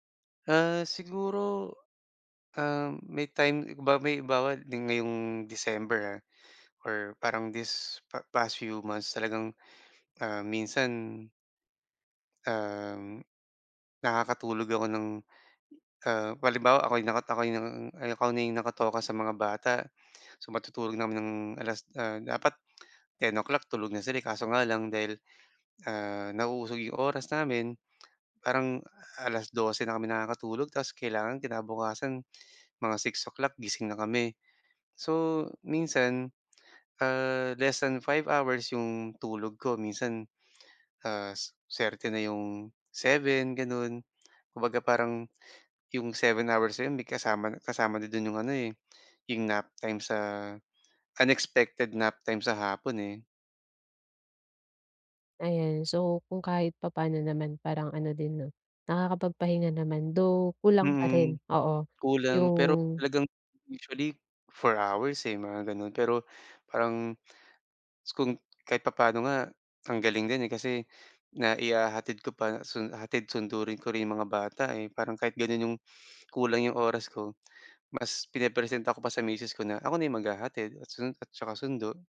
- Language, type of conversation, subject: Filipino, advice, Kailangan ko bang magpahinga muna o humingi ng tulong sa propesyonal?
- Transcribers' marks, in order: tapping